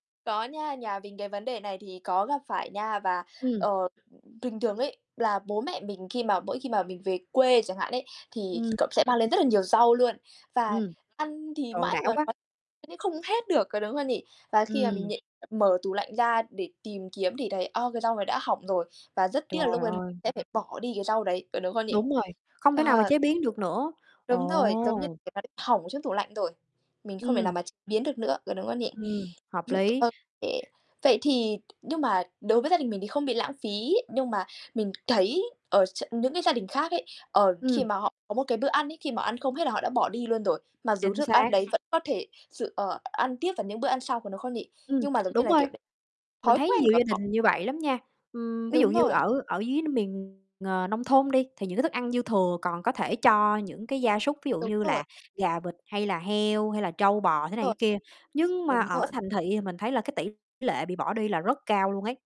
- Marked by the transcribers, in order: tapping; other background noise; unintelligible speech; background speech; distorted speech; unintelligible speech
- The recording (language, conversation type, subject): Vietnamese, unstructured, Bạn nghĩ sao về tình trạng lãng phí thức ăn trong gia đình?